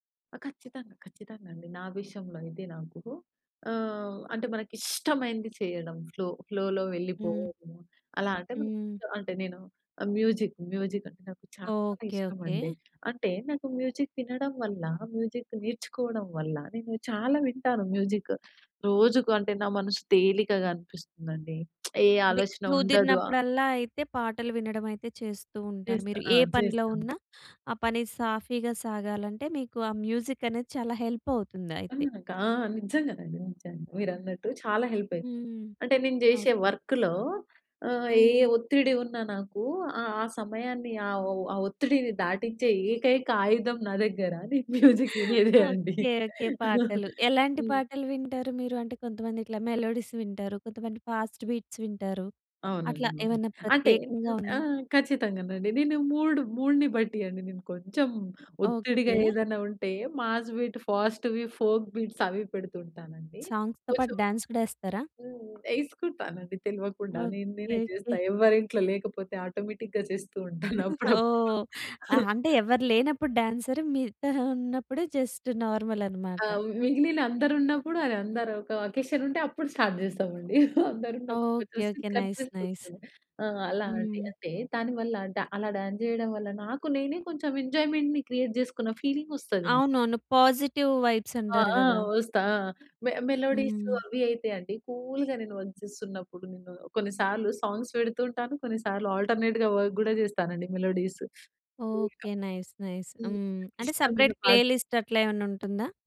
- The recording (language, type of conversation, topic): Telugu, podcast, ఫ్లో స్థితిలో మునిగిపోయినట్టు అనిపించిన ఒక అనుభవాన్ని మీరు చెప్పగలరా?
- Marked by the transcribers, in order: stressed: "ఇష్టమైనది"; in English: "ఫ్లో ఫ్లో‌లో"; other background noise; in English: "మ్యూజిక్, మ్యూజిక్"; in English: "మ్యూజిక్"; in English: "మ్యూజిక్"; in English: "మ్యూజిక్"; lip smack; in English: "మ్యూజిక్"; in English: "హెల్ప్"; in English: "హెల్ప్"; in English: "వర్క్‌లొ"; giggle; laughing while speaking: "మ్యూజిక్ వినేదే అండి"; in English: "మ్యూజిక్"; in English: "మెలోడీస్"; in English: "ఫాస్ట్ బీట్స్"; other noise; in English: "మూడ్ మూడ్‌ని"; in English: "మాస్ బీట్, ఫాస్ట్‌వి ఫోల్క్, బీట్స్"; in English: "సాంగ్స్‌తో"; in English: "డాన్స్"; in English: "ఆటోమేటిక్‌గా"; giggle; laughing while speaking: "ఉంటానప్పుడప్పుడు"; in English: "డాన్సర్"; chuckle; in English: "జస్ట్ నార్మల్"; in English: "అకేషన్"; in English: "స్టార్ట్"; in English: "నైస్, నైస్"; in English: "డాన్స్"; in English: "ఎంజాయ్‌మెంట్‌ని క్రియేట్"; in English: "ఫీలింగ్"; in English: "పాజిటివ్ వైబ్స్"; in English: "మె మెలోడీస్"; in English: "కూల్‌గా నేను వర్క్"; in English: "సాంగ్స్"; in English: "ఆల్టర్నేట్‌గా వర్క్"; in English: "నైస్, నైస్"; in English: "మెలోడీస్ కూల్‌గా"; in English: "సపరేట్ ప్లే లిస్ట్"